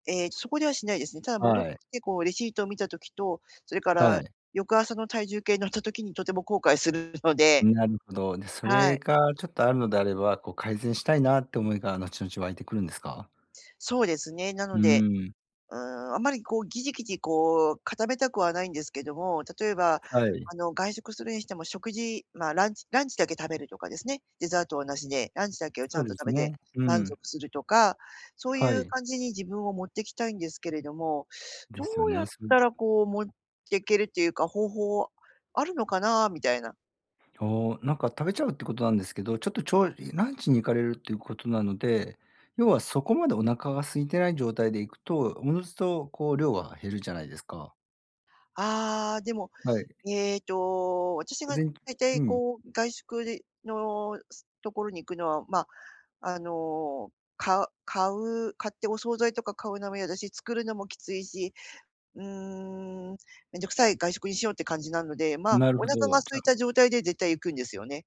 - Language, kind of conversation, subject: Japanese, advice, 外食で満足感を得ながら節制するには、どうすればいいですか？
- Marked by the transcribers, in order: other background noise